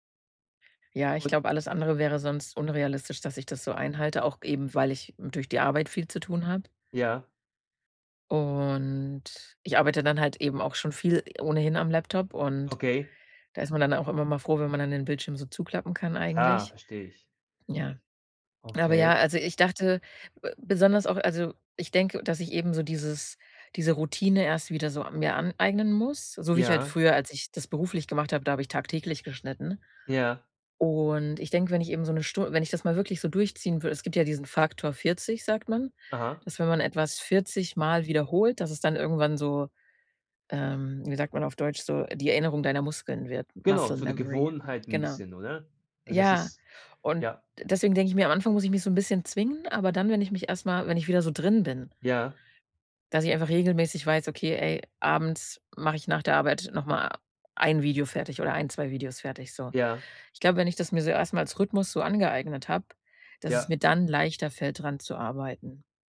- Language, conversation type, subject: German, advice, Wie kann ich eine Routine für kreatives Arbeiten entwickeln, wenn ich regelmäßig kreativ sein möchte?
- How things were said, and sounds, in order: drawn out: "Und"; in English: "Muscle Memory"